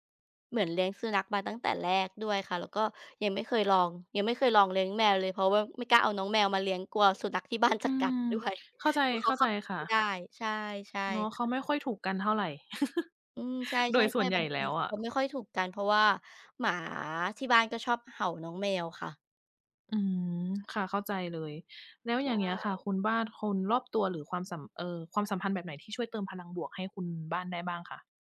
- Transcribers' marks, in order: other background noise; chuckle
- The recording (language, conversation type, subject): Thai, unstructured, อะไรที่ทำให้คุณรู้สึกสุขใจในแต่ละวัน?
- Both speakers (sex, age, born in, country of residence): female, 35-39, Thailand, Thailand; female, 40-44, Thailand, Thailand